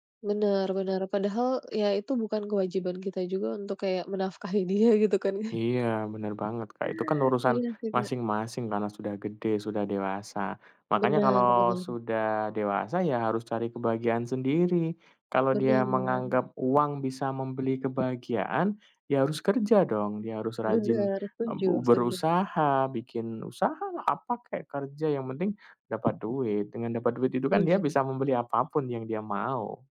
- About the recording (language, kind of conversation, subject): Indonesian, unstructured, Menurutmu, apakah uang bisa membeli kebahagiaan?
- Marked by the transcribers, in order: tapping; laughing while speaking: "dia gitu kan"